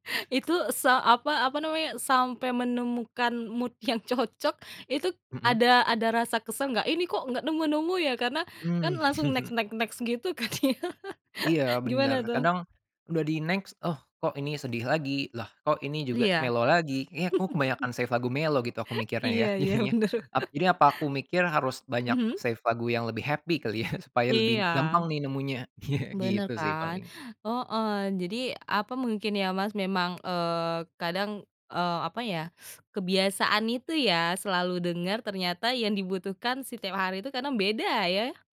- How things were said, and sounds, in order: in English: "mood"; in English: "next, next, next"; laugh; in English: "next"; in English: "save"; laughing while speaking: "jadinya"; laugh; in English: "happy"; chuckle; laugh; tapping; teeth sucking
- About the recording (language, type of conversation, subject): Indonesian, podcast, Bagaimana biasanya kamu menemukan musik baru yang kamu suka?